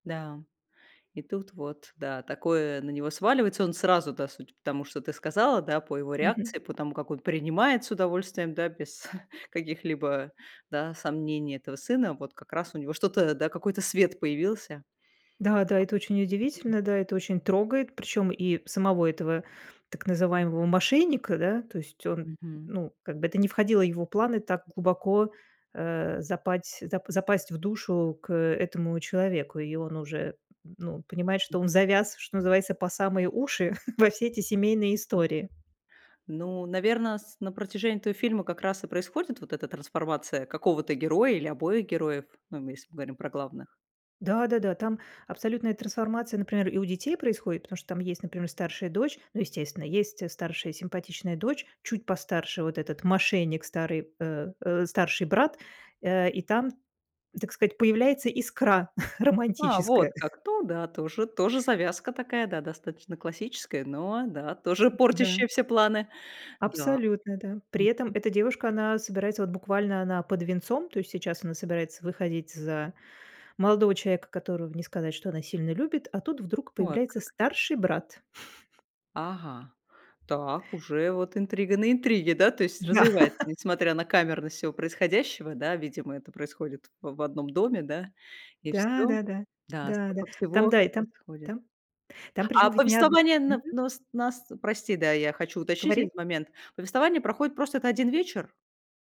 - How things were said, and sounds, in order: chuckle; other noise; chuckle; tapping; chuckle; chuckle; other background noise; laughing while speaking: "Да"
- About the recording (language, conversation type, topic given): Russian, podcast, Какой фильм у тебя любимый и почему он тебе так дорог?